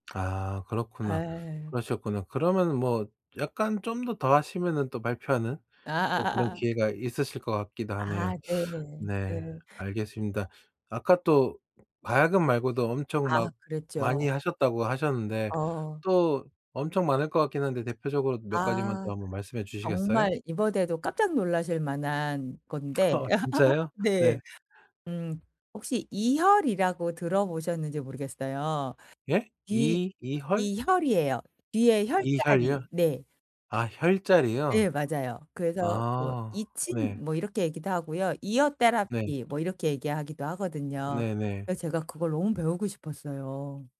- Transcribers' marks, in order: other background noise; tapping; laugh; in English: "이어 테라피"
- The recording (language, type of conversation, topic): Korean, podcast, 평생학습을 시작하게 된 계기는 무엇이었나요?